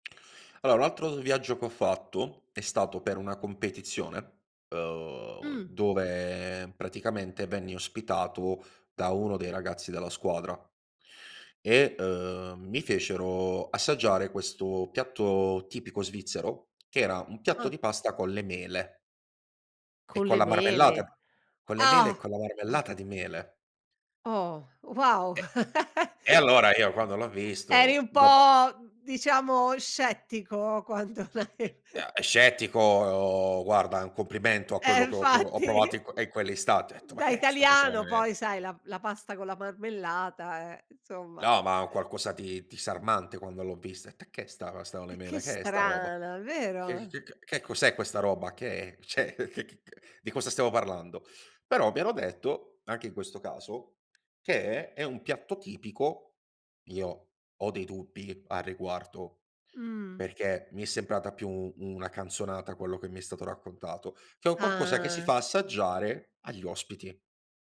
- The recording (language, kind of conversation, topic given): Italian, podcast, Cosa ti ha insegnato il cibo locale durante i tuoi viaggi?
- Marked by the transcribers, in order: "Allora" said as "alora"; laugh; laughing while speaking: "quando l'hai"; other background noise; chuckle; drawn out: "scettico"; laughing while speaking: "nfatti"; "infatti" said as "nfatti"; tapping; laughing while speaking: "ceh c c c"; "Cioè" said as "ceh"; drawn out: "Ah"